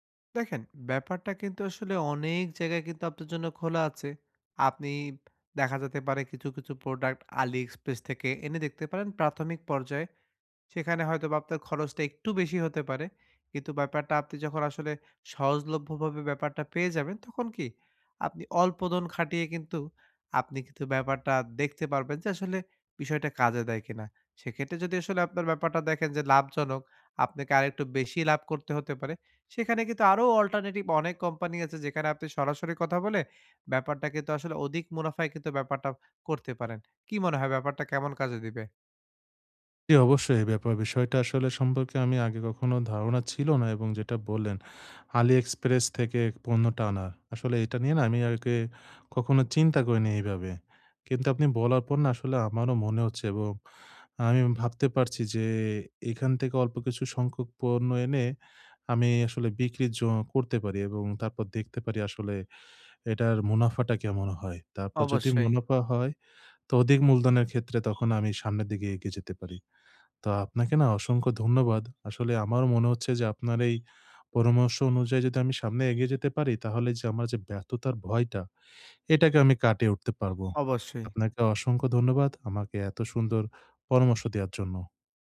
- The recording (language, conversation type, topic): Bengali, advice, ব্যর্থতার ভয়ে চেষ্টা করা বন্ধ করা
- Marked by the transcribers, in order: tapping; other background noise